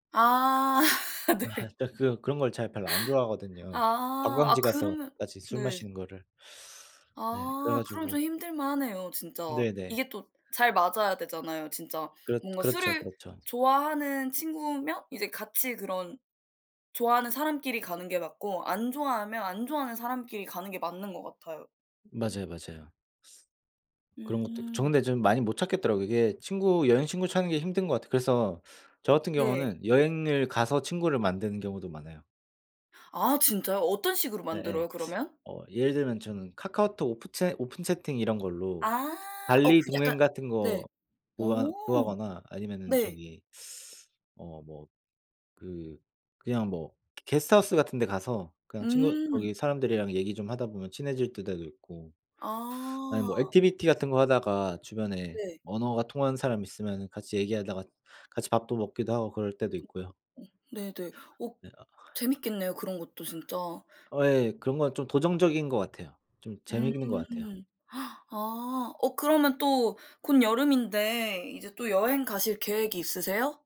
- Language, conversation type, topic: Korean, unstructured, 여행할 때 혼자 가는 것과 친구와 함께 가는 것 중 어떤 것이 더 좋나요?
- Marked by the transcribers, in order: laugh; laughing while speaking: "네"; laughing while speaking: "아 진짜"; other background noise; other noise; gasp